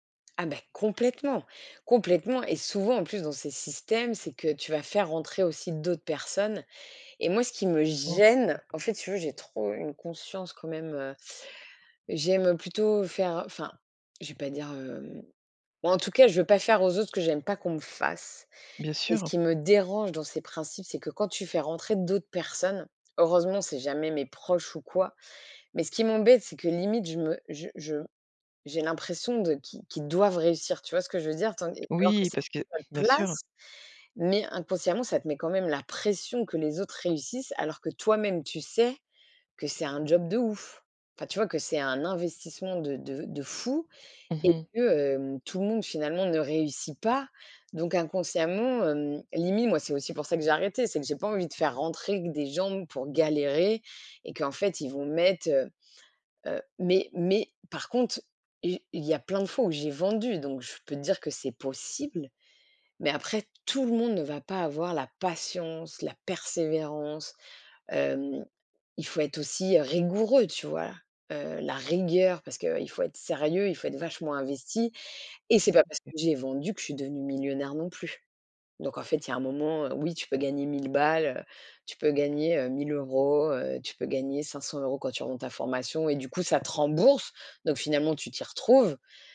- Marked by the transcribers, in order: stressed: "complètement"; stressed: "gêne"; stressed: "dérange"; stressed: "pression"; "limite" said as "limi"; stressed: "la patience, la persévérance"; stressed: "rigueur"; stressed: "rembourse"
- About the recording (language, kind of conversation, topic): French, podcast, Comment les réseaux sociaux influencent-ils nos envies de changement ?